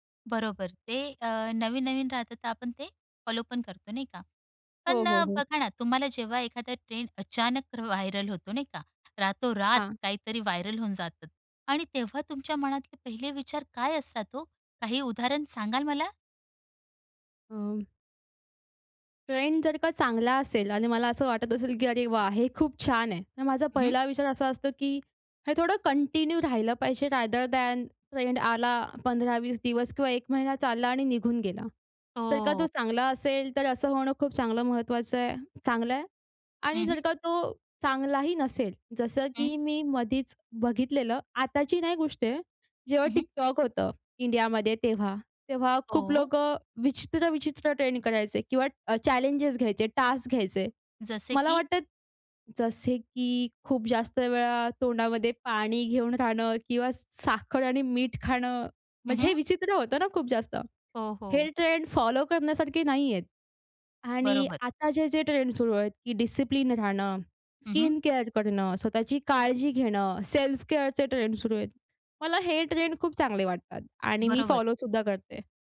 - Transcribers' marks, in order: in English: "फॉलो"; in English: "ट्रेंड"; in English: "व्हायरल"; in English: "व्हायरल"; tapping; in English: "कंटिन्यू"; in English: "रॅदर दॅन"; in English: "टास्क"; other background noise; in English: "फॉलो"; in English: "स्किन केअर"; in English: "सेल्फ केअरचे"; in English: "फॉलोसुद्धा"
- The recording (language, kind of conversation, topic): Marathi, podcast, सोशल मीडियावर व्हायरल होणारे ट्रेंड्स तुम्हाला कसे वाटतात?
- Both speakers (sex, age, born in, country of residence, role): female, 20-24, India, India, guest; female, 35-39, India, India, host